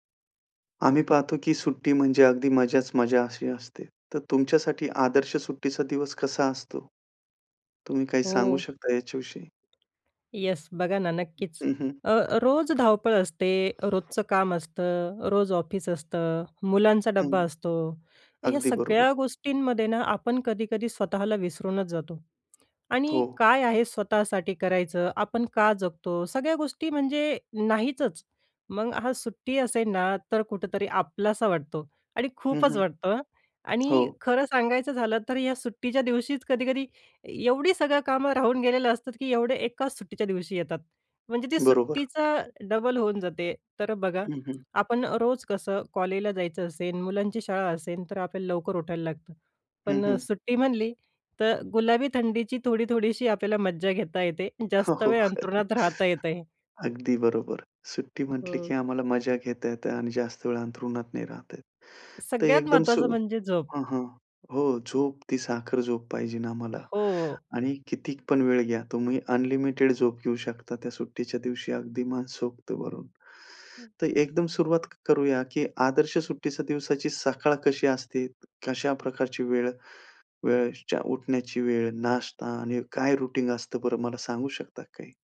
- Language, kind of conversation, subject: Marathi, podcast, तुमचा आदर्श सुट्टीचा दिवस कसा असतो?
- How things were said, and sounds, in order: other background noise; laughing while speaking: "हो, हो"; chuckle; in English: "अनलिमिटेड"; in English: "रूटीन"